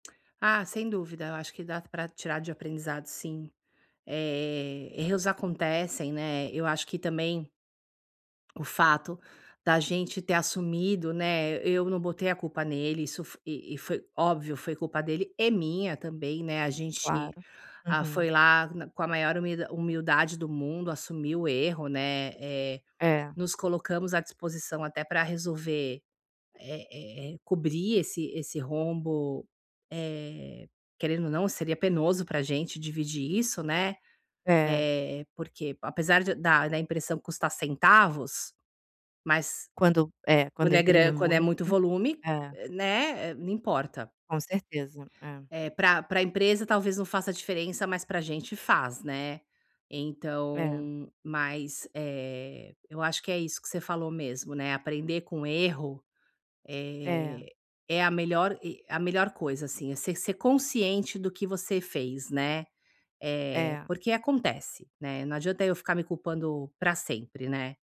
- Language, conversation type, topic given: Portuguese, advice, Como posso aprender com meus erros e contratempos sem desistir?
- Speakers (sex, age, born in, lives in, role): female, 35-39, Brazil, Italy, advisor; female, 50-54, Brazil, United States, user
- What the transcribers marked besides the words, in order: none